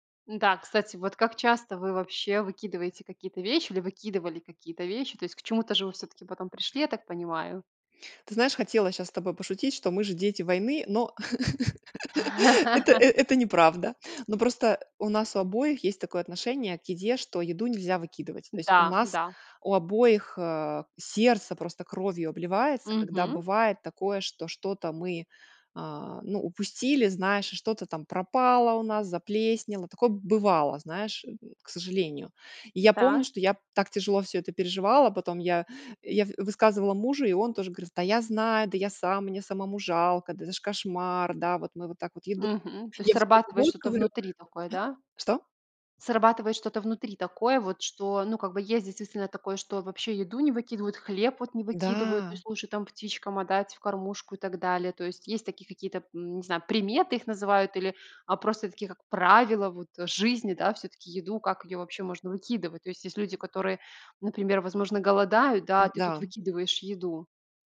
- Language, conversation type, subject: Russian, podcast, Как уменьшить пищевые отходы в семье?
- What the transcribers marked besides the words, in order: laugh; tapping